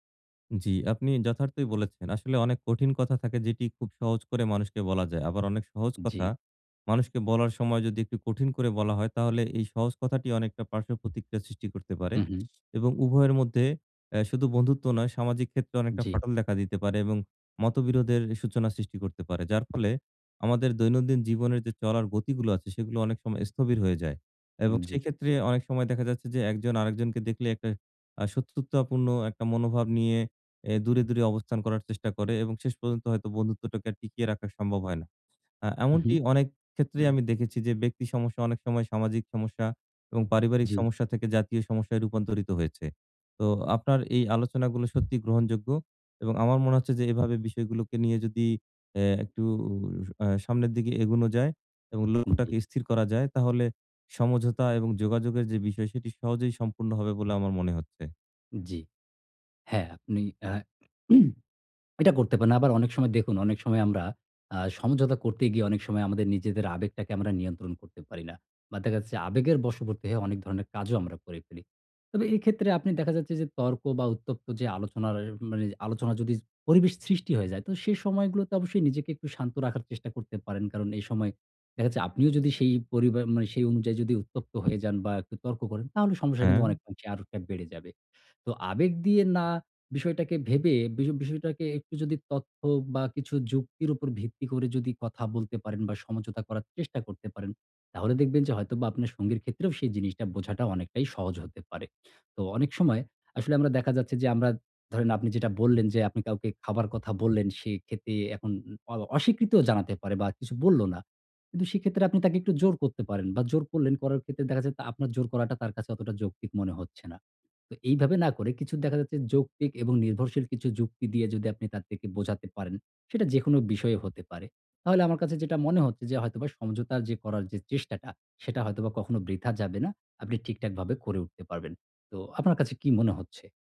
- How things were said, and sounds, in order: other noise; "এগোনো" said as "এগুনো"; throat clearing; "আরো" said as "আরোকটা"
- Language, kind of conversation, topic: Bengali, advice, আপনারা কি একে অপরের মূল্যবোধ ও লক্ষ্যগুলো সত্যিই বুঝতে পেরেছেন এবং সেগুলো নিয়ে খোলামেলা কথা বলতে পারেন?